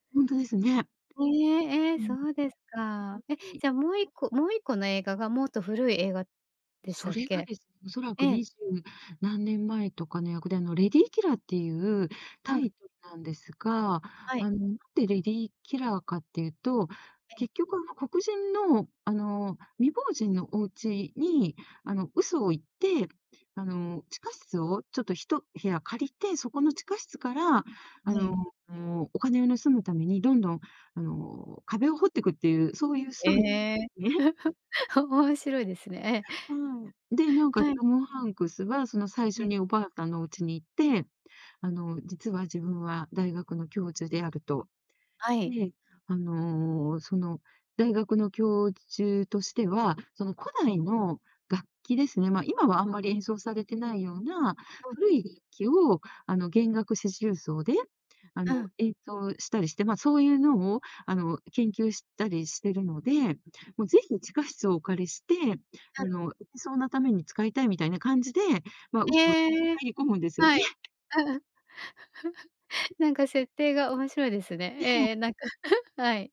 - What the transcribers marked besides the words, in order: other background noise; giggle; tapping; giggle; giggle
- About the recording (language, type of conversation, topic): Japanese, podcast, 好きな映画の悪役で思い浮かぶのは誰ですか？